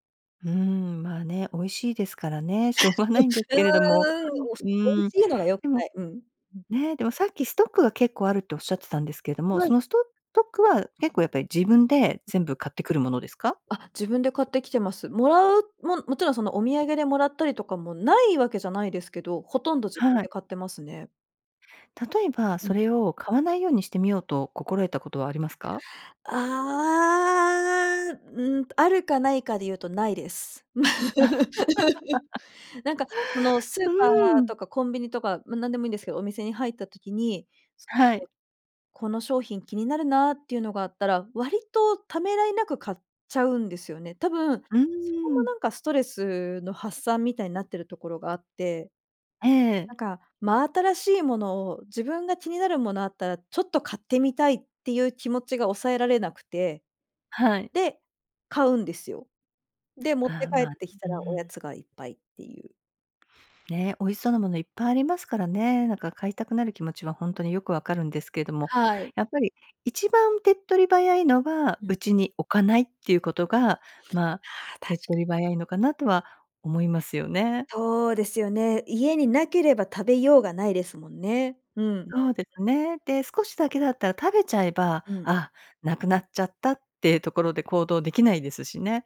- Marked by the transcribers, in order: laugh; unintelligible speech; unintelligible speech; drawn out: "ああ"; laugh; joyful: "うん"; other background noise
- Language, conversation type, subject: Japanese, advice, 食生活を改善したいのに、間食やジャンクフードをやめられないのはどうすればいいですか？